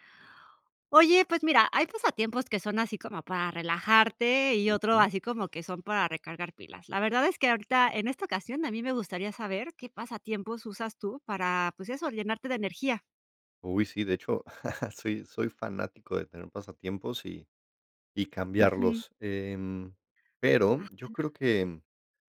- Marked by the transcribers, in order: chuckle
- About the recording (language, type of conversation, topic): Spanish, podcast, ¿Qué pasatiempos te recargan las pilas?